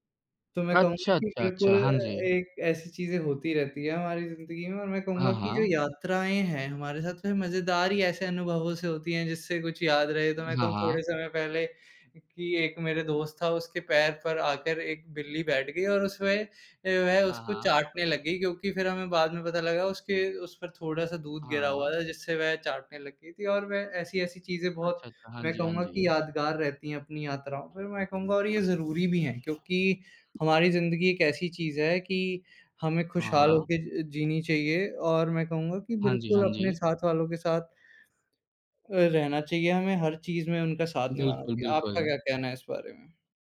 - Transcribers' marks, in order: other background noise
- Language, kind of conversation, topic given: Hindi, unstructured, यात्रा के दौरान आपका सबसे मजेदार अनुभव क्या रहा है?